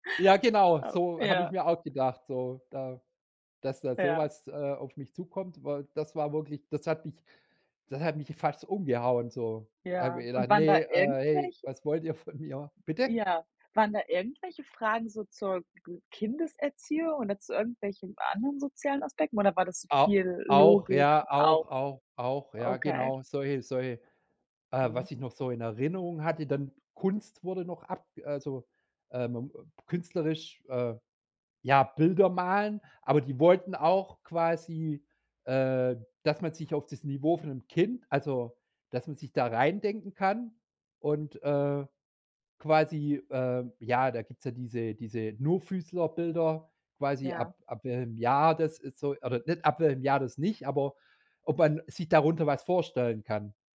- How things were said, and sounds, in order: tapping; other background noise
- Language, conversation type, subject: German, podcast, Wie bist du zu deinem Beruf gekommen?